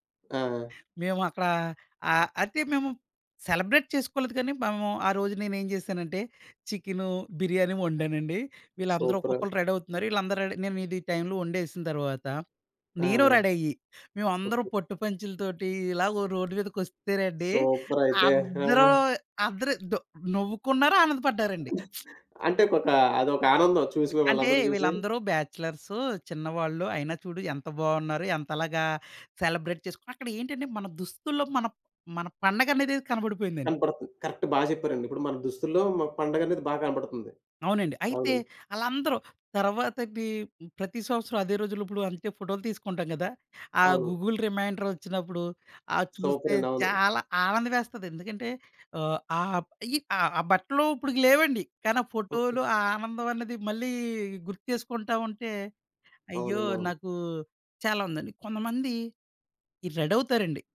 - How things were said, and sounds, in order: in English: "సెలబ్రేట్"; other background noise; in English: "రెడీ"; giggle; lip smack; in English: "సెలబ్రేట్"; in English: "కరెక్ట్"; in English: "గూగుల్"
- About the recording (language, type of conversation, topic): Telugu, podcast, పండుగల్లో సంప్రదాయ దుస్తుల ప్రాధాన్యం గురించి మీ అభిప్రాయం ఏమిటి?